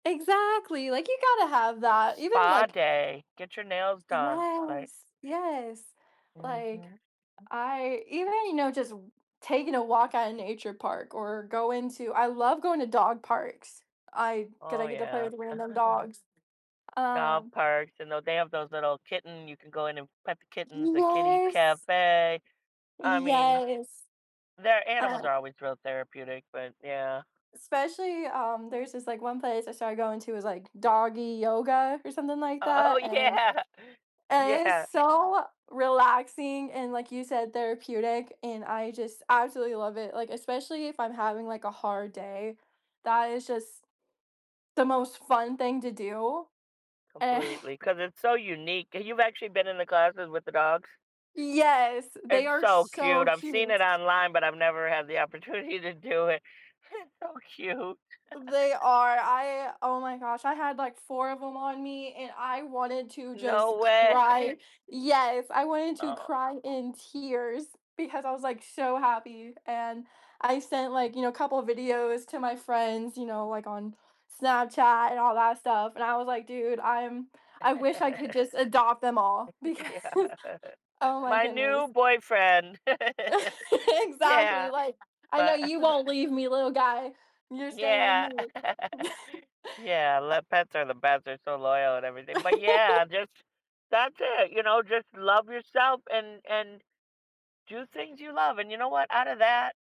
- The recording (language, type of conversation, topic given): English, unstructured, What are some signs that a relationship might not be working anymore?
- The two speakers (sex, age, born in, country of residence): female, 25-29, United States, United States; female, 55-59, United States, United States
- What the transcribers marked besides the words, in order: other background noise; laugh; drawn out: "cafe"; tapping; laughing while speaking: "Oh yeah"; laughing while speaking: "opportunity to do it"; chuckle; laugh; laughing while speaking: "way"; chuckle; laughing while speaking: "Yeah"; background speech; laughing while speaking: "because"; laugh; chuckle; laugh; chuckle; laugh